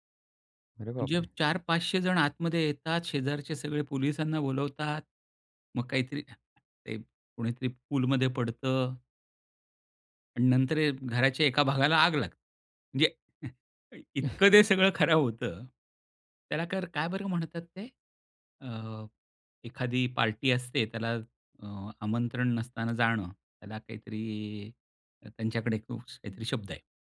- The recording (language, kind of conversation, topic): Marathi, podcast, सोशल मीडियावरील माहिती तुम्ही कशी गाळून पाहता?
- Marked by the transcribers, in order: other noise; chuckle; tapping